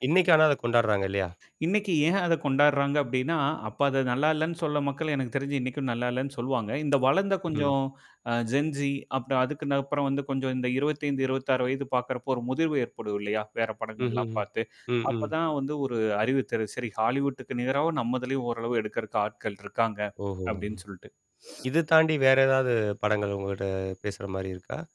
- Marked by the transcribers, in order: mechanical hum; in English: "ஜென்ஸி"; in English: "ஹாலிவுட்டுக்கு"; drawn out: "உங்ககிட்ட"
- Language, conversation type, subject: Tamil, podcast, ஏன் சில திரைப்படங்கள் காலப்போக்கில் ரசிகர் வழிபாட்டுப் படங்களாக மாறுகின்றன?